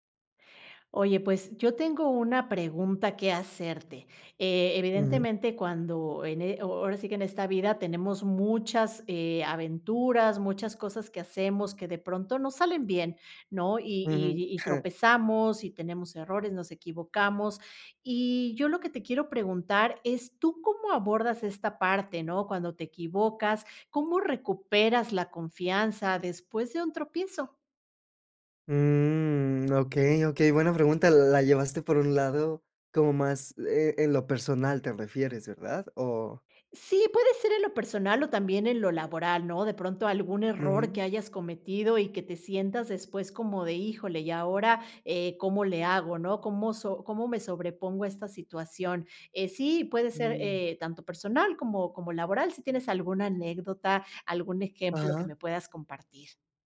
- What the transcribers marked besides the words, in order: chuckle; drawn out: "Mm"
- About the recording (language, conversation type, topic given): Spanish, podcast, ¿Cómo recuperas la confianza después de un tropiezo?